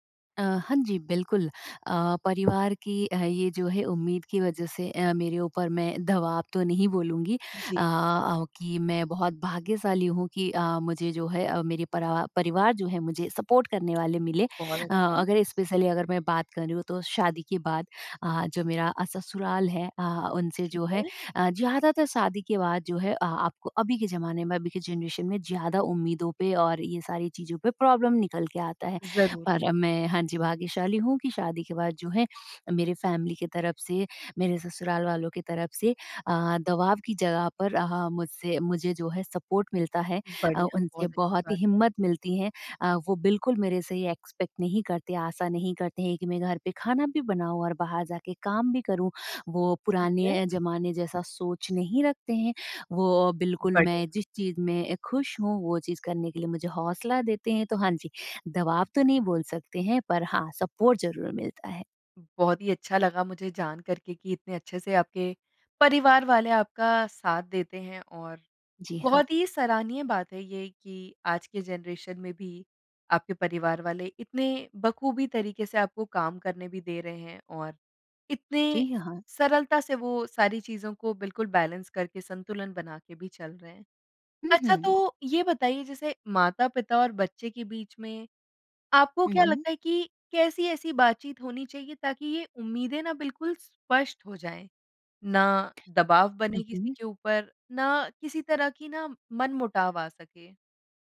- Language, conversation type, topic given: Hindi, podcast, क्या पारिवारिक उम्मीदें सहारा बनती हैं या दबाव पैदा करती हैं?
- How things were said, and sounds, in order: other background noise; in English: "सपोर्ट"; in English: "स्पेशली"; in English: "जनरेशन"; in English: "प्रॉब्लम"; in English: "फ़ैमिली"; in English: "सपोर्ट"; in English: "एक्सपेक्ट"; in English: "सपोर्ट"; in English: "ज़नरेशन"; in English: "बैलेंस"; tapping